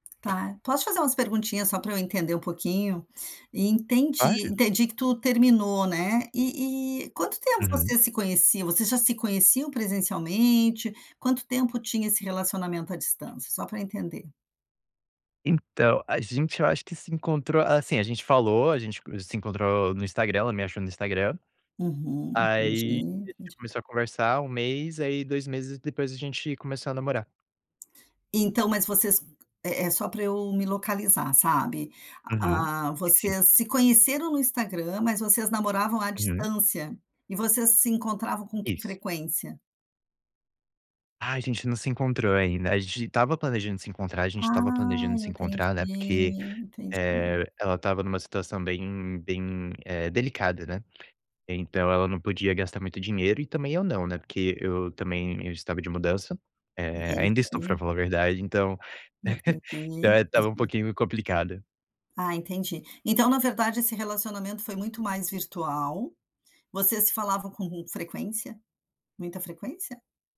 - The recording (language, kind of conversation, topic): Portuguese, advice, Como lidar com as inseguranças em um relacionamento à distância?
- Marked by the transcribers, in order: tapping; laugh; unintelligible speech